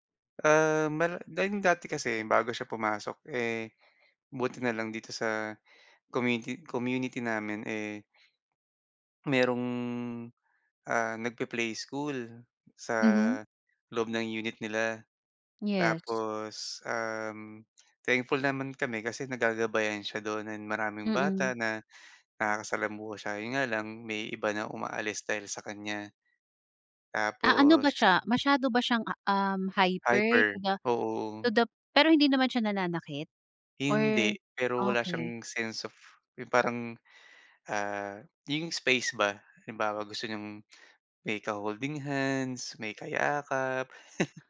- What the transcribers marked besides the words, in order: tapping; chuckle
- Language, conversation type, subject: Filipino, advice, Paano ako mananatiling kalmado at nakatuon kapag sobra ang pagkabahala ko?